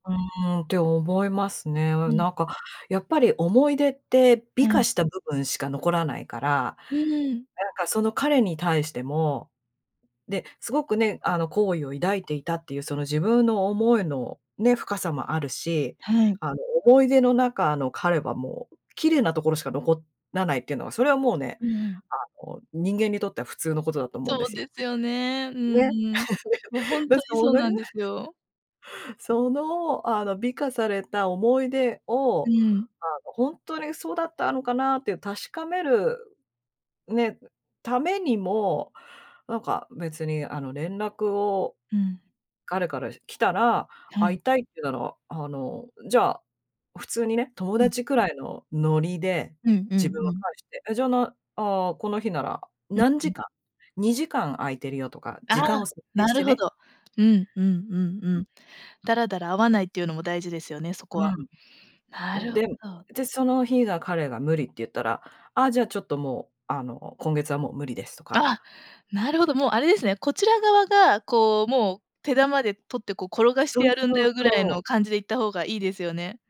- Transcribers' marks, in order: laugh; unintelligible speech
- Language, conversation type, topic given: Japanese, advice, 相手からの連絡を無視すべきか迷っている